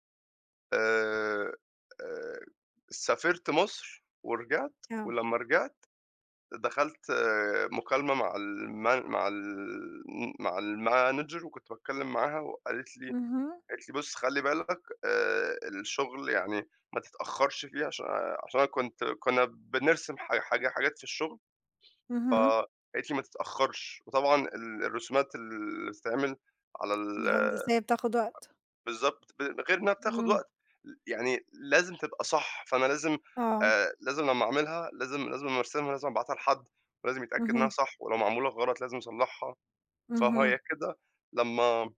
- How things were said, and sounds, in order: in English: "الMan"; in English: "الManager"; tapping
- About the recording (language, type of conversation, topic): Arabic, unstructured, إيه أكبر حاجة بتخوفك في مستقبلك المهني؟